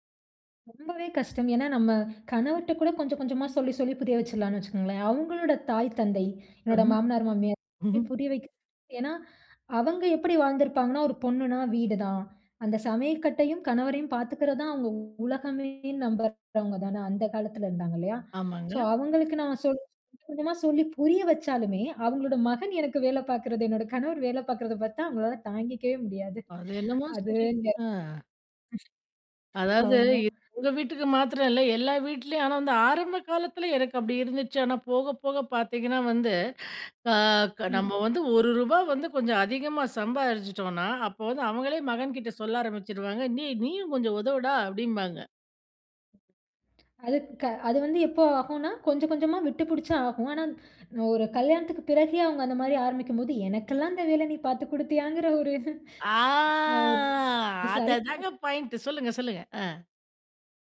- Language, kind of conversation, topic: Tamil, podcast, வேலைக்கும் வீட்டுக்கும் இடையிலான எல்லையை நீங்கள் எப்படிப் பராமரிக்கிறீர்கள்?
- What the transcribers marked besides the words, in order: in English: "ஸோ"; other noise; tapping; drawn out: "ஆ"; in English: "பாயிண்ட்"; chuckle